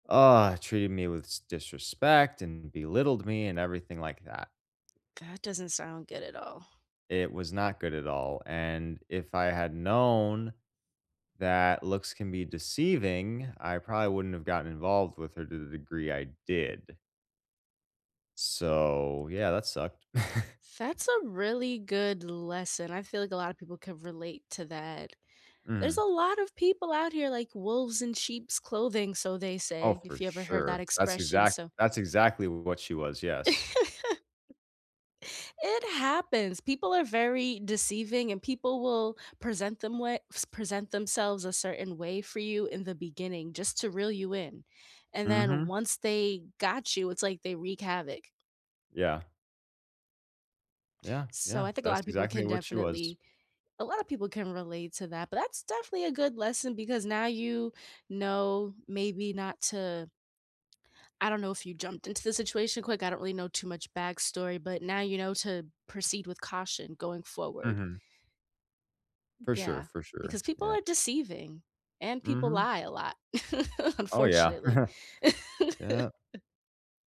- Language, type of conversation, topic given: English, unstructured, What’s a lesson you learned the hard way?
- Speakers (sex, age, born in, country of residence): female, 35-39, United States, United States; male, 30-34, United States, United States
- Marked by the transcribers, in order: other background noise; tapping; chuckle; chuckle; chuckle